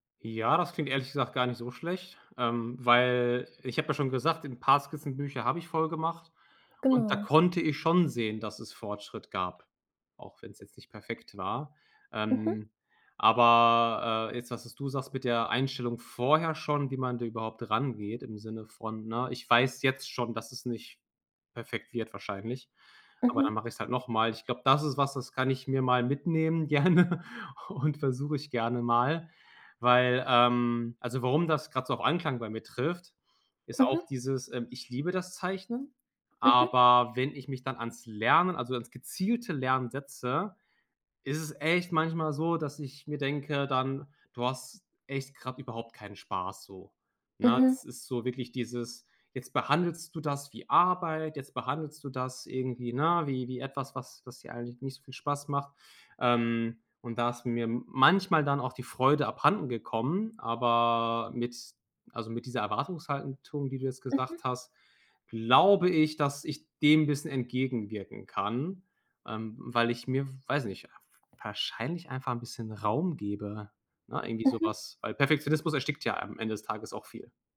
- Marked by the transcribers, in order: other background noise; laughing while speaking: "gerne und"; stressed: "manchmal"
- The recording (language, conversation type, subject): German, advice, Wie verhindert Perfektionismus, dass du deine kreative Arbeit abschließt?